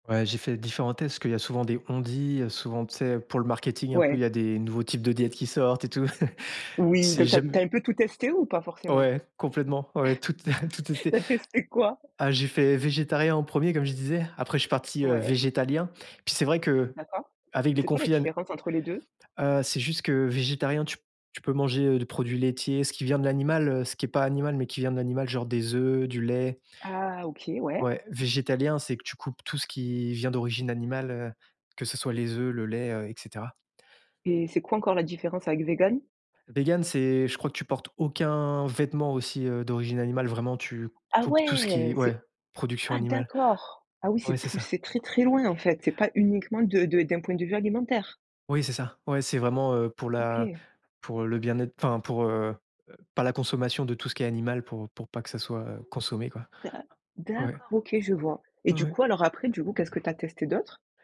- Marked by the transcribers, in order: chuckle; other background noise; laughing while speaking: "tout te tout testé !"; chuckle; laughing while speaking: "Tu as testé quoi ?"; other noise; surprised: "Ah ouais, c'est ah, d'accord !"
- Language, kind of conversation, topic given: French, podcast, Comment organises-tu tes repas pour bien manger ?